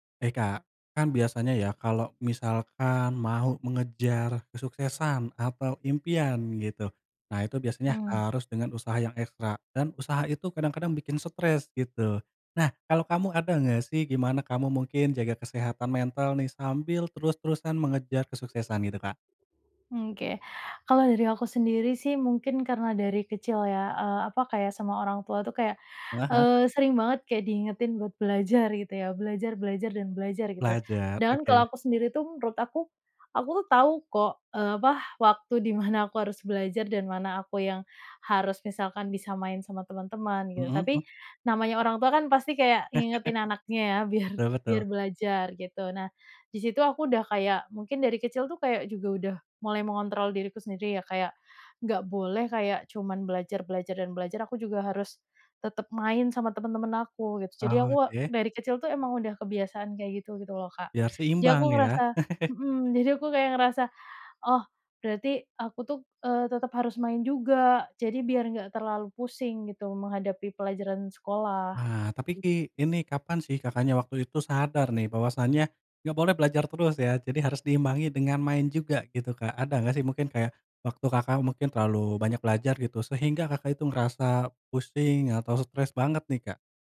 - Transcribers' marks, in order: chuckle; chuckle; unintelligible speech
- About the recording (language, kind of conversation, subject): Indonesian, podcast, Bagaimana kamu menjaga kesehatan mental sambil mengejar kesuksesan?